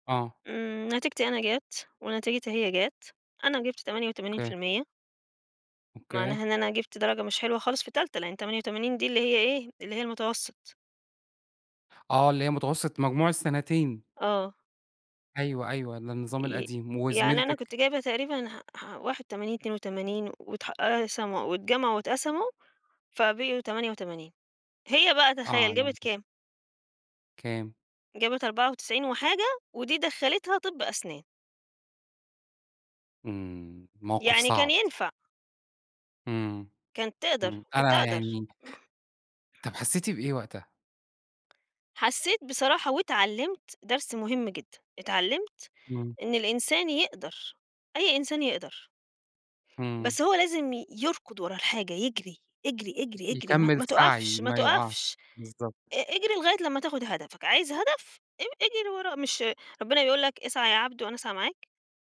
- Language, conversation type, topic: Arabic, podcast, مين ساعدك وقت ما كنت تايه/ة، وحصل ده إزاي؟
- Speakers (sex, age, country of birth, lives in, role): female, 40-44, Egypt, Portugal, guest; male, 40-44, Egypt, Egypt, host
- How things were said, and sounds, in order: tapping; other noise